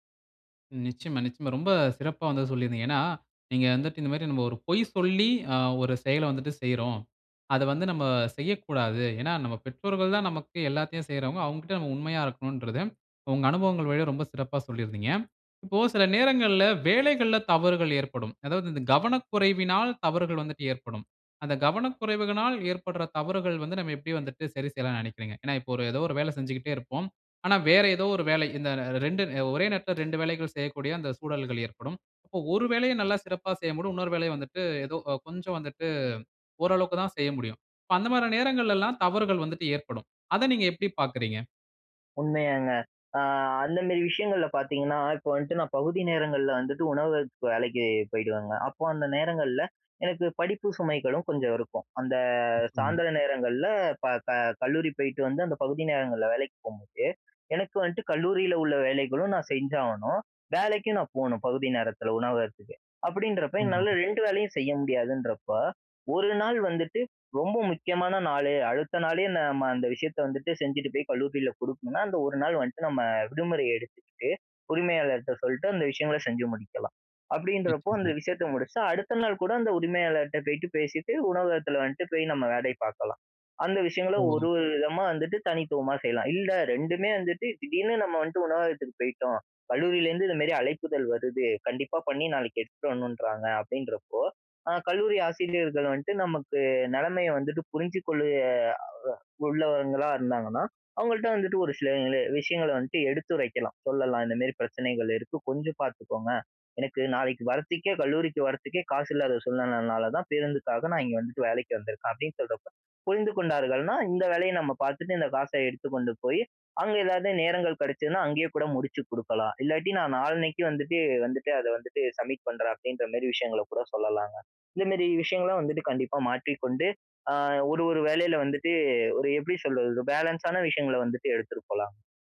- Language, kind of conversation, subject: Tamil, podcast, அடுத்த முறை அதே தவறு மீண்டும் நடக்காமல் இருக்க நீங்கள் என்ன மாற்றங்களைச் செய்தீர்கள்?
- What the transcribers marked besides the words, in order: "வந்துட்டு" said as "வன்ட்டு"; other background noise; other noise; in English: "சப்மிட்"; in English: "பேலன்ஸான"